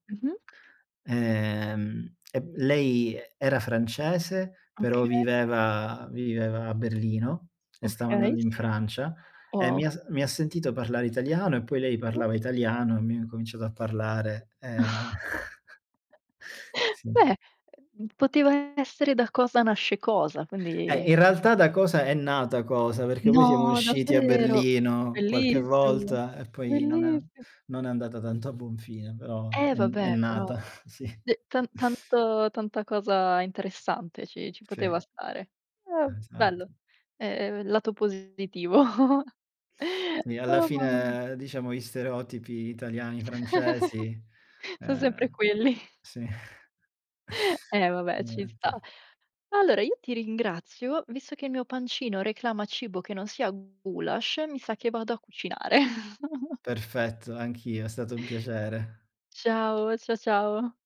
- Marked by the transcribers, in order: chuckle; tapping; chuckle; chuckle; chuckle; chuckle; laughing while speaking: "sì"; chuckle
- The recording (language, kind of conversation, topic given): Italian, unstructured, Hai mai fatto un viaggio che ti ha cambiato la vita?
- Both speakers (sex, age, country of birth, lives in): female, 25-29, Italy, Italy; male, 30-34, Italy, Germany